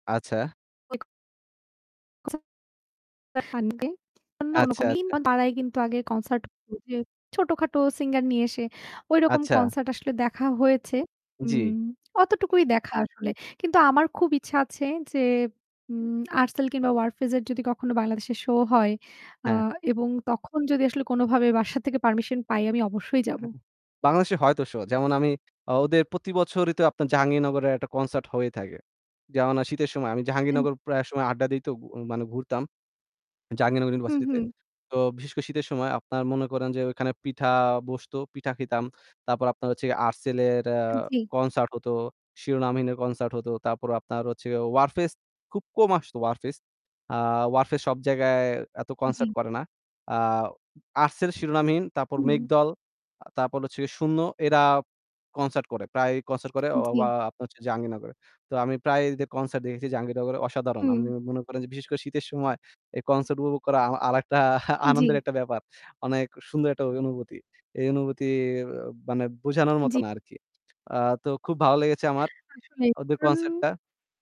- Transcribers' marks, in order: other background noise; unintelligible speech; unintelligible speech; static; unintelligible speech; distorted speech; laughing while speaking: "বাসা"; tapping; "অসাধারণ" said as "অসাদারন"; "উপভোগ" said as "উপবগ"; laughing while speaking: "আরেকটা আনন্দের একটা ব্যাপার"; "অনুভূতি" said as "অনুবুতি"; "অনুভূতি" said as "অনুবুতি"; "লেগেছে" said as "লেগেচে"
- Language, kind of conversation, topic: Bengali, unstructured, আপনার প্রিয় শিল্পী বা গায়ক কে, এবং কেন?